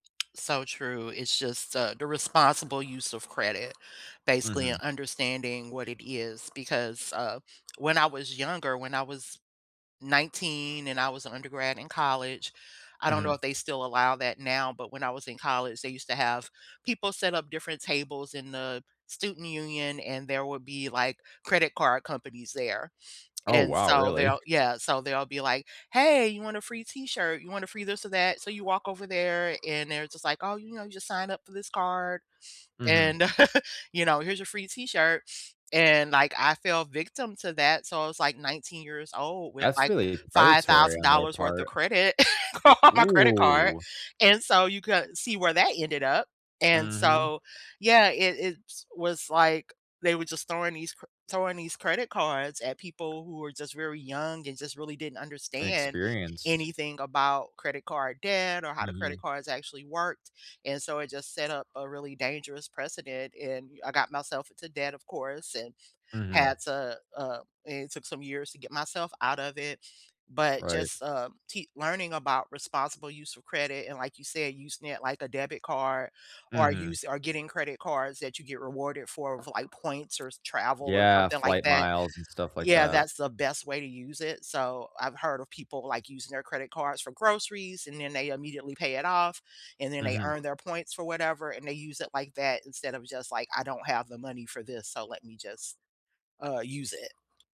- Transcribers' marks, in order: tapping; other background noise; laugh; laughing while speaking: "car on my credit card"
- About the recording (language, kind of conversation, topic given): English, unstructured, How can people avoid getting into credit card debt?